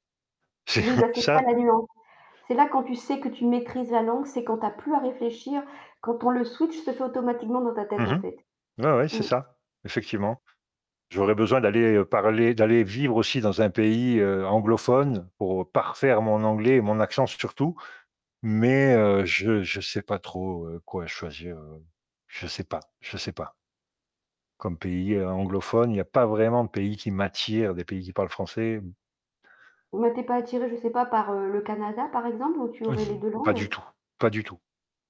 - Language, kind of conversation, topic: French, unstructured, Qu’aimerais-tu apprendre dans les prochaines années ?
- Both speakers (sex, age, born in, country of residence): female, 55-59, France, France; male, 50-54, France, Portugal
- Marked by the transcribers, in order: laughing while speaking: "C'est"; distorted speech